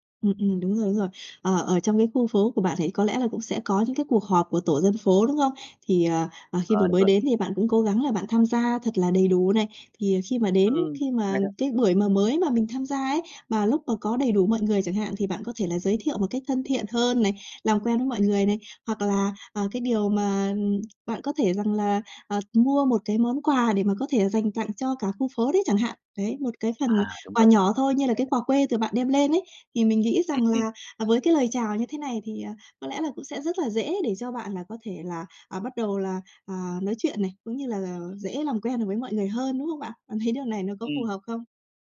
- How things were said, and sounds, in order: tapping; other noise
- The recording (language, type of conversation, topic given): Vietnamese, advice, Làm sao để thích nghi khi chuyển đến một thành phố khác mà chưa quen ai và chưa quen môi trường xung quanh?